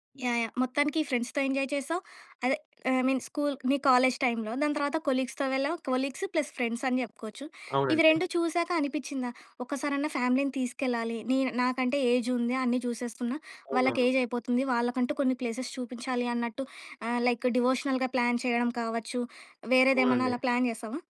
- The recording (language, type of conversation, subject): Telugu, podcast, మరిచిపోలేని బహిరంగ సాహసయాత్రను మీరు ఎలా ప్రణాళిక చేస్తారు?
- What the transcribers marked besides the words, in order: in English: "ఫ్రెండ్స్‌తో ఎంజాయ్"; in English: "ఐ మీన్"; in English: "కాలేజ్ టైమ్‌లో"; in English: "కొలీగ్స్‌తో"; in English: "కొలీగ్స్ ప్లస్"; in English: "ఫ్యామిలీని"; in English: "ప్లేసెస్"; in English: "లైక్ డివోషనల్‌గా ప్లాన్"; in English: "ప్లాన్"